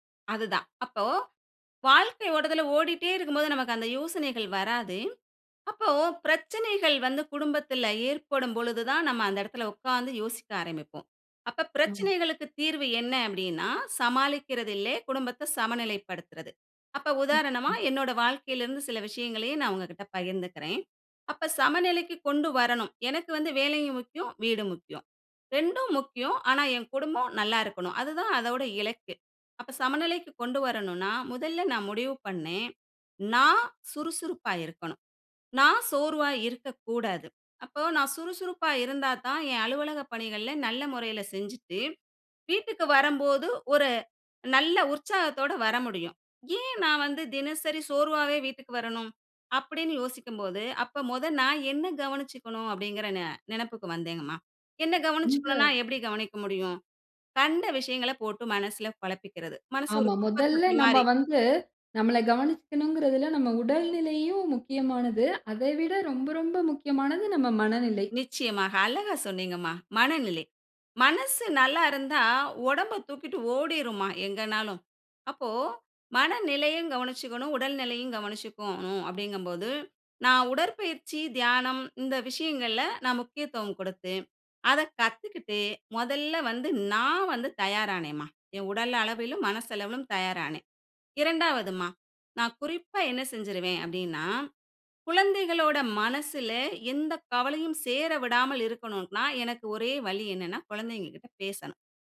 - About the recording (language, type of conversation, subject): Tamil, podcast, வேலைக்கும் வீட்டுக்கும் சமநிலையை நீங்கள் எப்படி சாதிக்கிறீர்கள்?
- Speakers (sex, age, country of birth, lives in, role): female, 45-49, India, India, guest; female, 65-69, India, India, host
- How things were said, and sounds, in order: other background noise; unintelligible speech; tapping